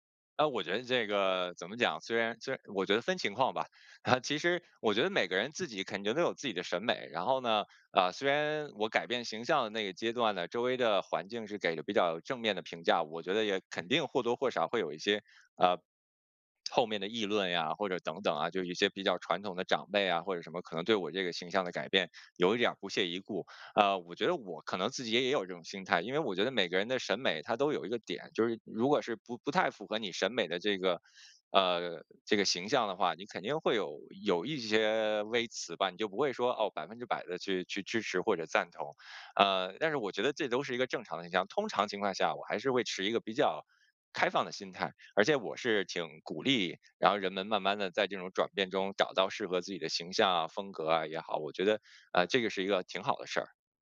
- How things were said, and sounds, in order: laughing while speaking: "啊"; lip smack; other background noise
- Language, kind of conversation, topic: Chinese, podcast, 你能分享一次改变形象的经历吗？